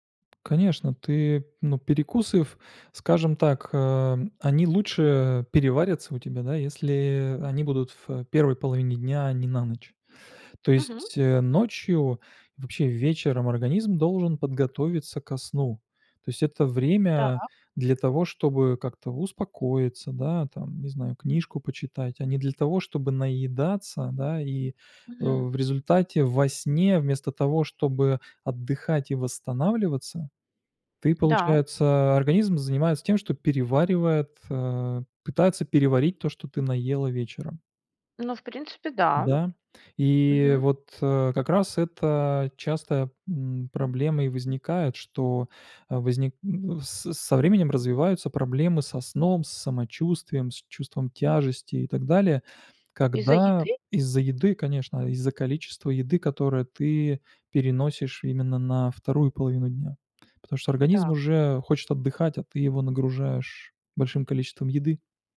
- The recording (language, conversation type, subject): Russian, advice, Как вечерние перекусы мешают сну и самочувствию?
- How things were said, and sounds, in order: tapping; other background noise; other noise